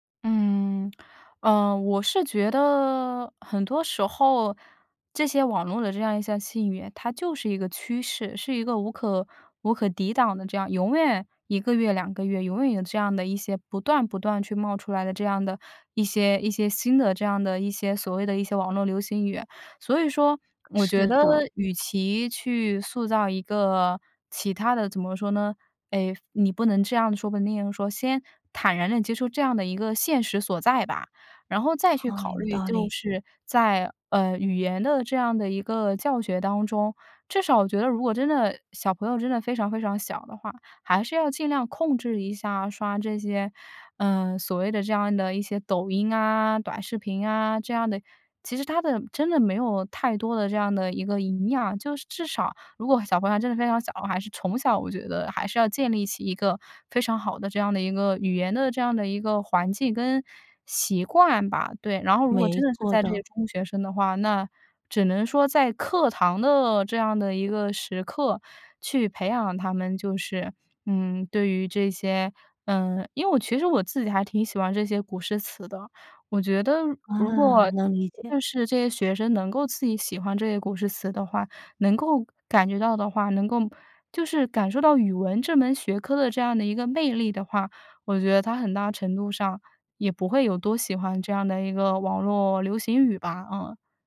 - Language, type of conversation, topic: Chinese, podcast, 你觉得网络语言对传统语言有什么影响？
- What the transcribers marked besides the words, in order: tapping